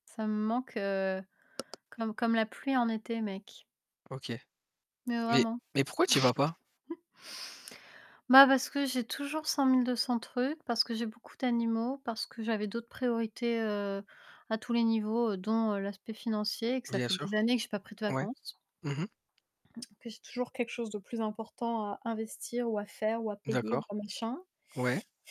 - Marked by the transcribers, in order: tapping; distorted speech; other background noise; chuckle; static
- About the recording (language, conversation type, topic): French, unstructured, As-tu déjà vécu une expérience drôle ou embarrassante en voyage ?
- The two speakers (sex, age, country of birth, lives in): female, 30-34, France, France; male, 30-34, France, France